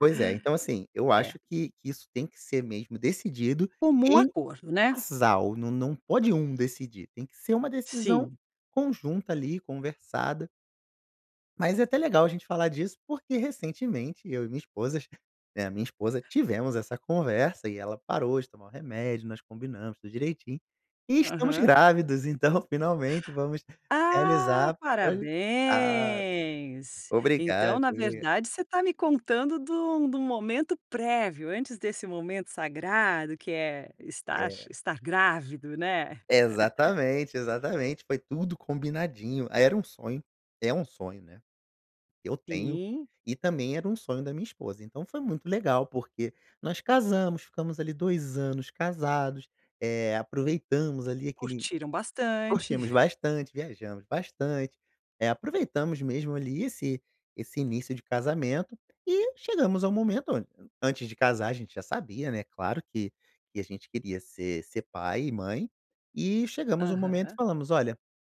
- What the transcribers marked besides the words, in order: unintelligible speech; chuckle; chuckle
- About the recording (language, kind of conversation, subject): Portuguese, podcast, Como você decide se quer ter filhos ou não?
- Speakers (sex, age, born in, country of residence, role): female, 50-54, Brazil, United States, host; male, 35-39, Brazil, Portugal, guest